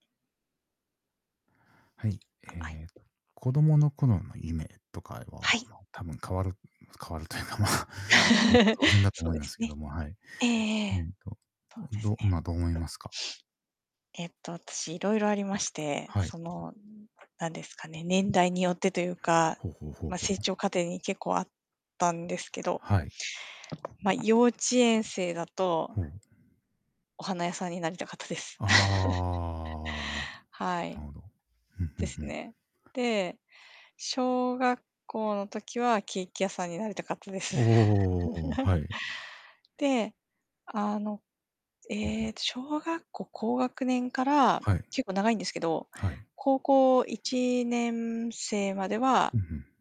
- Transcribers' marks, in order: distorted speech; laughing while speaking: "まあ"; laugh; other background noise; drawn out: "ああ"; laugh; tapping; laugh; static
- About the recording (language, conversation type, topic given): Japanese, unstructured, 子どものころに抱いていた夢を、今のあなたはどう感じていますか？